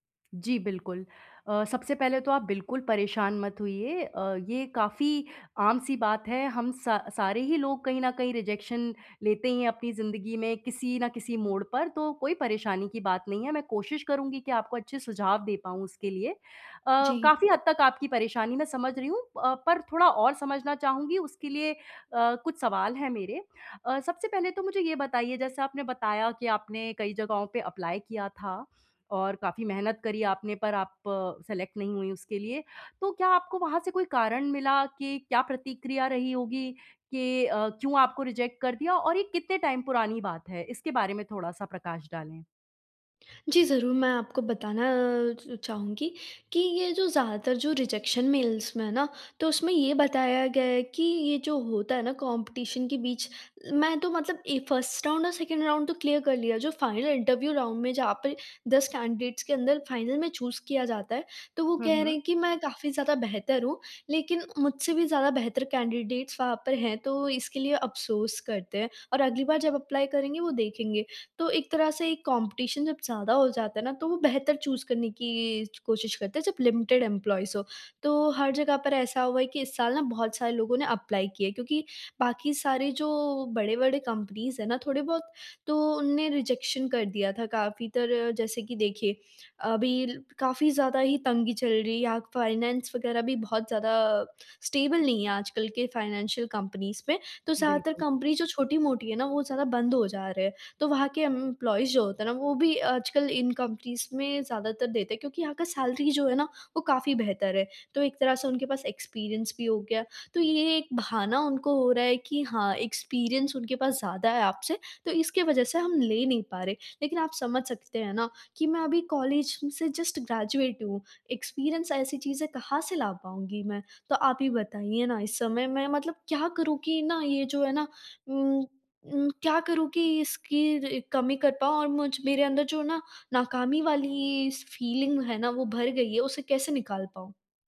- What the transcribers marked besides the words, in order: in English: "रिजेक्शन"; in English: "एप्लाई"; in English: "सेलेक्ट"; in English: "रिजेक्ट"; in English: "टाइम"; in English: "रिजेक्शन मेल्स"; in English: "कॉम्पिटिशन"; in English: "फर्स्ट राउंड"; in English: "सेकंड राउंड"; in English: "क्लियर"; in English: "फाइनल इंटरव्यू राउंड"; in English: "कैंडिडेट्स"; in English: "फाइनल"; in English: "चूज़"; in English: "कैंडिडेट्स"; in English: "एप्लाई"; in English: "कॉम्पिटिशन"; in English: "चूज़"; in English: "लिमिटेड एम्प्लॉइज़"; in English: "एप्लाई"; in English: "कंपनीज़"; in English: "रिजेक्शन"; in English: "फाइनेंस"; in English: "स्टेबल"; in English: "फाइनेंशियल कंपनीज़"; in English: "कंपनीज़"; in English: "एम्प्लॉइज़"; in English: "कंपनीज़"; in English: "सैलरी"; in English: "एक्सपीरियंस"; in English: "एक्सपीरियंस"; in English: "जस्ट"; in English: "एक्सपीरियंस"; in English: "फीलिंग"
- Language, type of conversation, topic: Hindi, advice, नकार से सीखकर आगे कैसे बढ़ूँ और डर पर काबू कैसे पाऊँ?